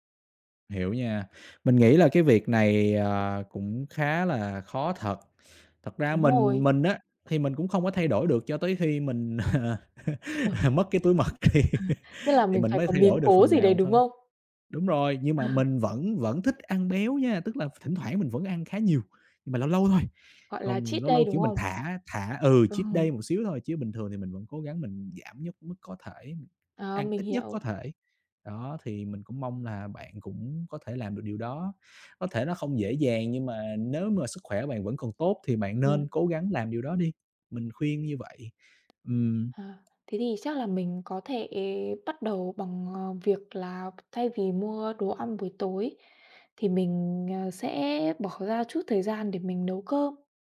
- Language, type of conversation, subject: Vietnamese, unstructured, Bạn nghĩ sao về việc ăn quá nhiều đồ chiên giòn có thể gây hại cho sức khỏe?
- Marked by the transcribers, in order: tapping; laugh; laughing while speaking: "mất cái túi mật thì"; other background noise; chuckle; chuckle; in English: "cheat day"; in English: "cheat day"